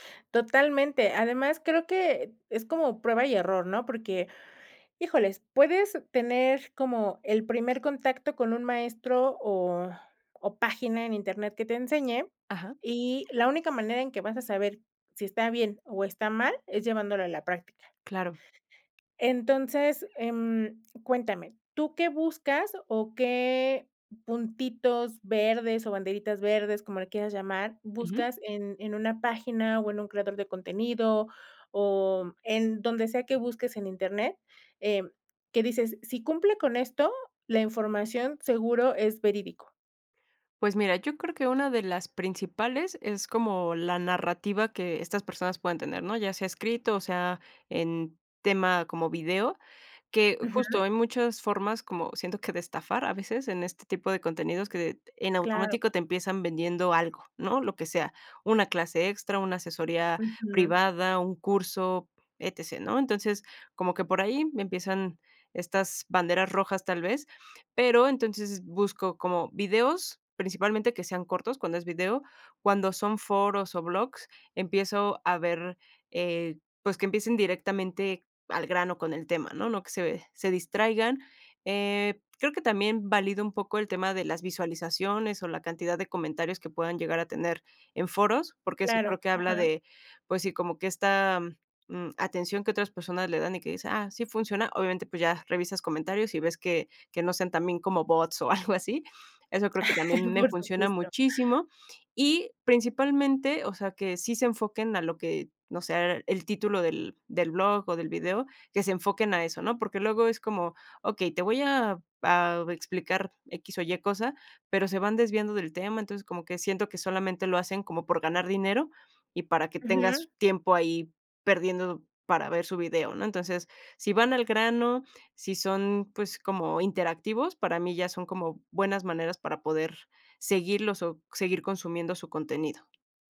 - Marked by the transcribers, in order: other background noise; tapping
- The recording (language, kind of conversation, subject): Spanish, podcast, ¿Cómo usas internet para aprender de verdad?